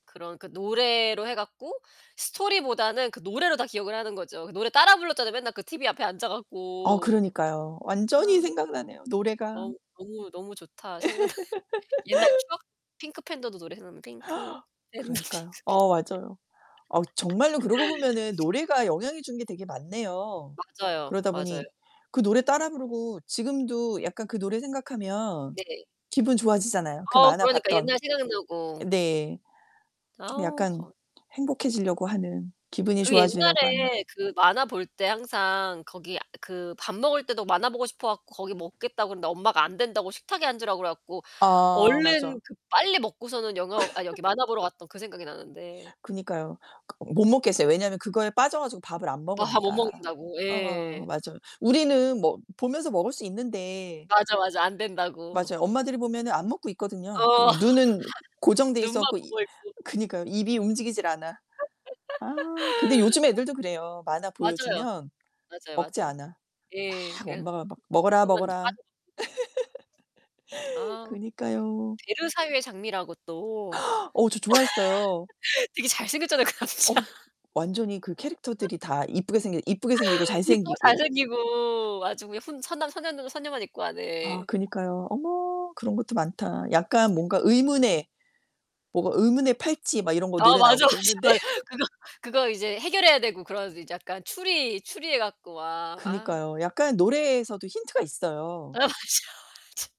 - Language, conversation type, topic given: Korean, unstructured, 어렸을 때 좋아했던 만화나 애니메이션이 있나요?
- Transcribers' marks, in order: laugh; gasp; singing: "핑크 팬더 핑크 핑"; laughing while speaking: "팬더 핑크 핑"; laugh; tapping; distorted speech; laugh; laugh; laugh; laugh; gasp; laugh; laughing while speaking: "그 남자"; laugh; laughing while speaking: "맞아, 맞아, 맞아. 그거"; laughing while speaking: "그랬는데"; laugh; laughing while speaking: "아 맞아, 맞아"